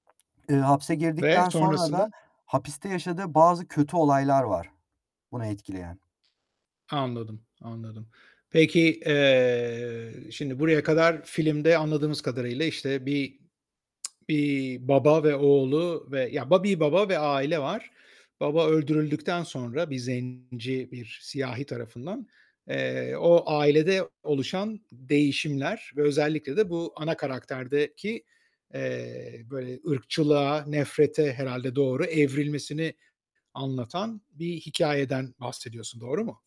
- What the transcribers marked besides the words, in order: tapping; static; distorted speech
- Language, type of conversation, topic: Turkish, podcast, En son izlediğin film hakkında konuşur musun?